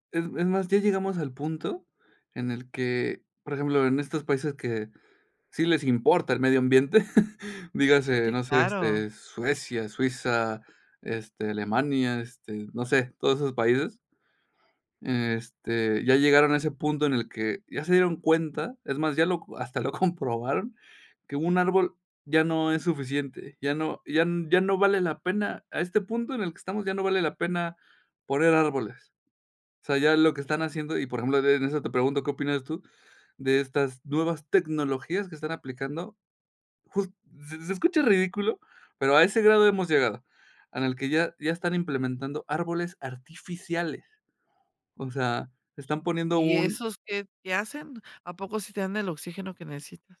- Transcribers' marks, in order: chuckle; chuckle
- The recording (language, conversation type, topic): Spanish, podcast, ¿Qué significa para ti respetar un espacio natural?